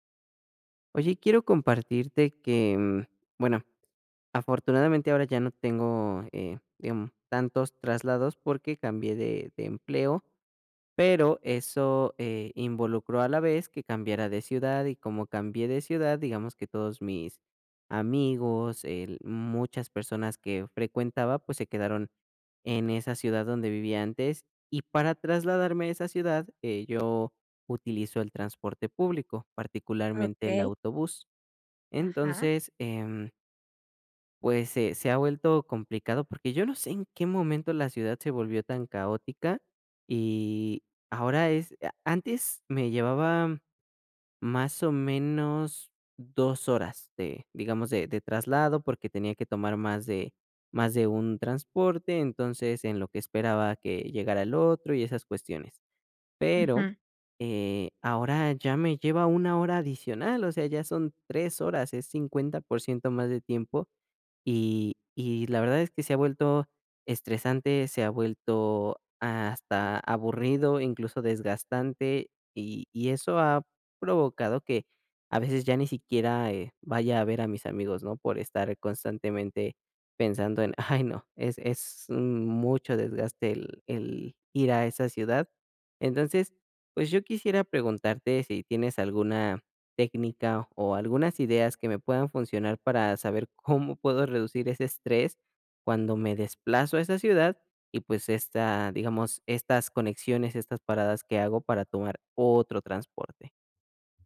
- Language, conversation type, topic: Spanish, advice, ¿Cómo puedo reducir el estrés durante los desplazamientos y las conexiones?
- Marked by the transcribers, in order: none